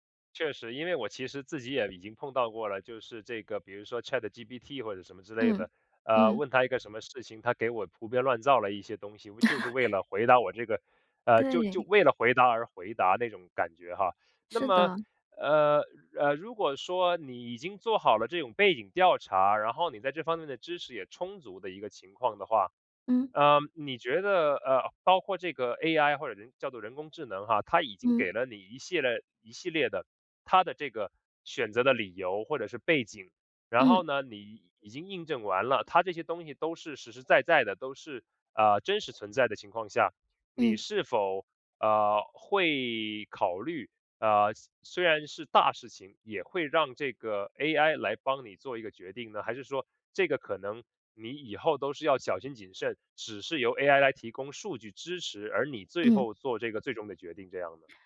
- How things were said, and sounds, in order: laugh; other background noise
- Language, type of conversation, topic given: Chinese, podcast, 你怎么看人工智能帮我们做决定这件事？